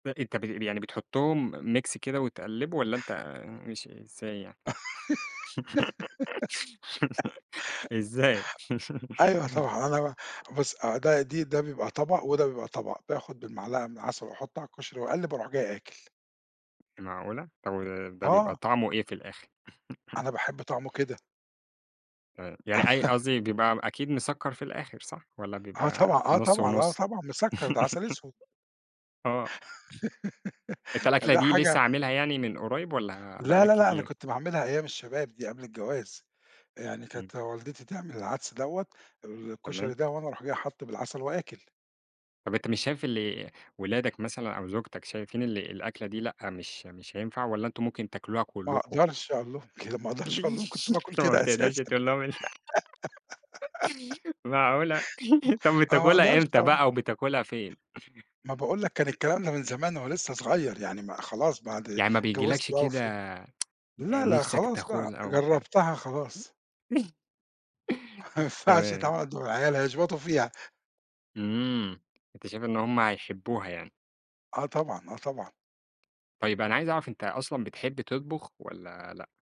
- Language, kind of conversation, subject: Arabic, podcast, إزاي بتخطط لوجبات الأسبوع بطريقة عملية؟
- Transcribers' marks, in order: in English: "mix"; giggle; giggle; chuckle; tapping; chuckle; laugh; chuckle; other noise; other background noise; laugh; chuckle; laughing while speaking: "كده ما أقدرش أقول لهم كنت باكل كده أساسًا"; laughing while speaking: "فما بتقدرش تقول لهم أنت"; chuckle; giggle; chuckle; laughing while speaking: "ما ينفعش يتعمل"